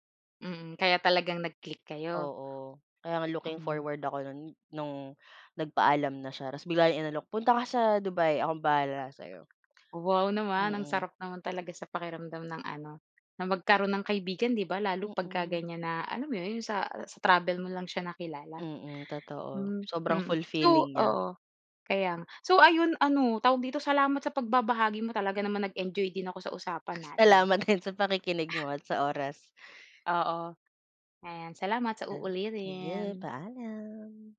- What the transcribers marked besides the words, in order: in English: "looking forward"; dog barking; gasp; other background noise; in English: "fulfilling"; gasp; laughing while speaking: "Salamat din"; gasp; drawn out: "uulitin"; unintelligible speech
- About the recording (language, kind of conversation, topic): Filipino, podcast, Saan kayo unang nagkakilala ng pinakamatalik mong kaibigang nakasama sa biyahe, at paano nangyari iyon?
- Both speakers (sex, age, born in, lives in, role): female, 25-29, Philippines, Philippines, guest; female, 25-29, Philippines, Philippines, host